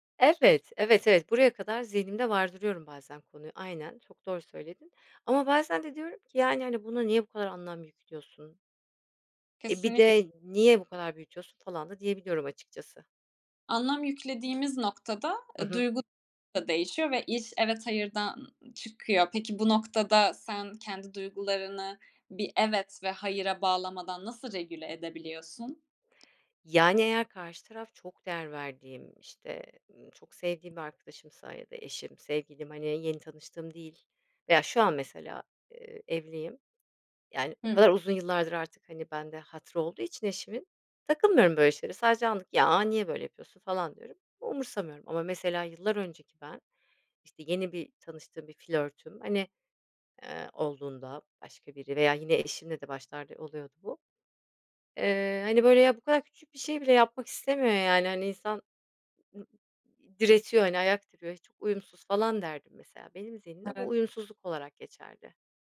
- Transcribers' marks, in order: tapping
- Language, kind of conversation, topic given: Turkish, podcast, Açıkça “hayır” demek sana zor geliyor mu?